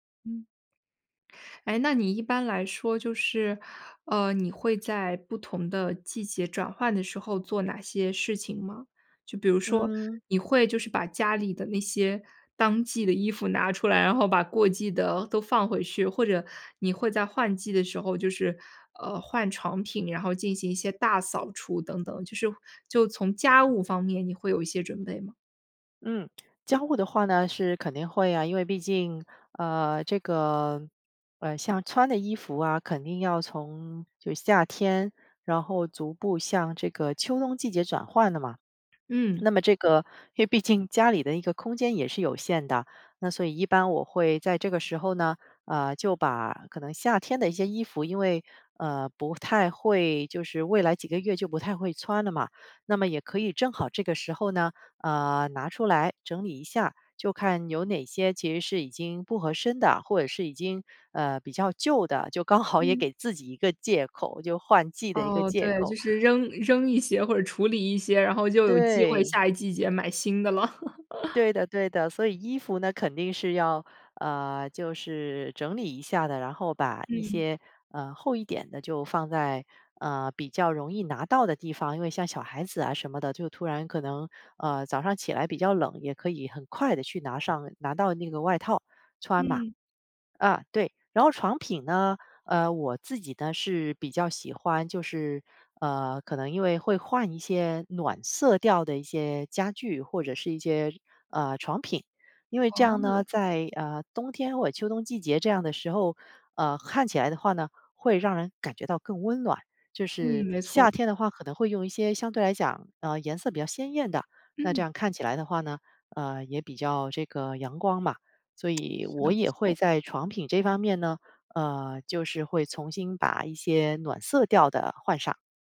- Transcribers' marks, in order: other background noise; chuckle
- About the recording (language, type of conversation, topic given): Chinese, podcast, 换季时你通常会做哪些准备？